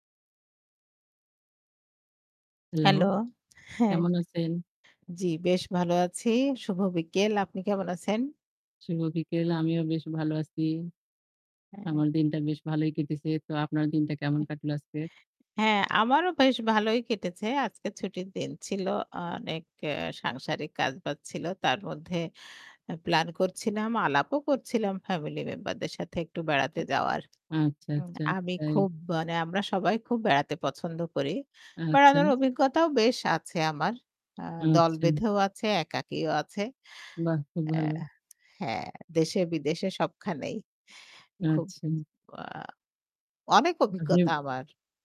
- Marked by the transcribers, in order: static; other background noise; tapping; distorted speech; other noise; "মানে" said as "বানে"
- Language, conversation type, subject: Bengali, unstructured, কোন ধরনের ভ্রমণে আপনি সবচেয়ে বেশি আনন্দ পান?